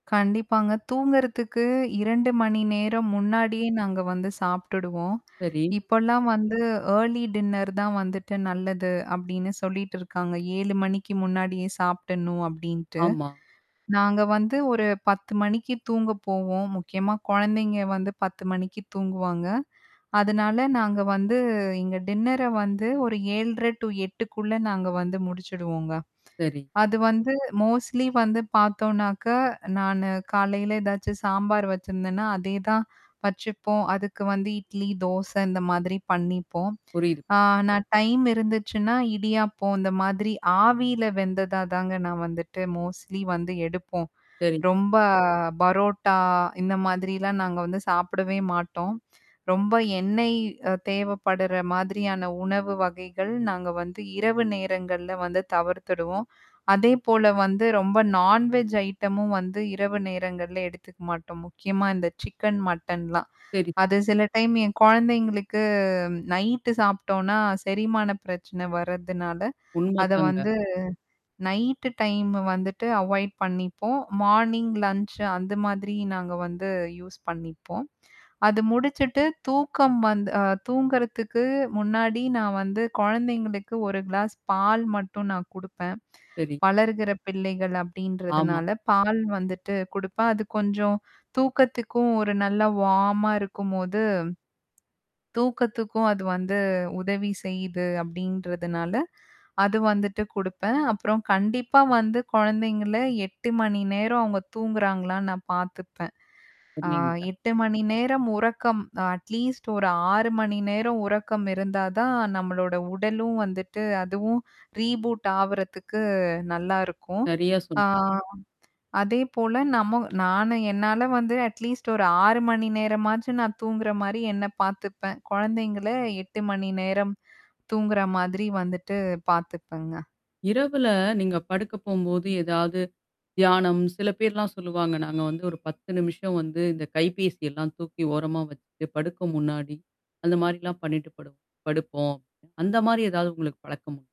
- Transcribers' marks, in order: static; other noise; in English: "ஏர்லி டின்னர்"; distorted speech; in English: "டின்னர"; mechanical hum; in English: "மோஸ்ட்லி"; in English: "டைம்"; in English: "மோஸ்ட்லி"; other background noise; in English: "நான்வெஜ் ஐட்டமும்"; tapping; in English: "சிக்கன், மட்டன்லாம்"; in English: "நைட்டு"; in English: "நைட்டு டைம்"; in English: "அவாய்ட்"; in English: "மார்னிங் லன்ச்"; in English: "யூஸ்"; in English: "கிளாஸ்"; in English: "வார்ம்மா"; in English: "அட்லீஸ்ட்"; in English: "ரீபூட்"; in English: "அட்லீஸ்ட்"
- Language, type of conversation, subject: Tamil, podcast, ஒரு ஆரோக்கியமான தினசரி நடைமுறையை எப்படி தொடங்கலாம்?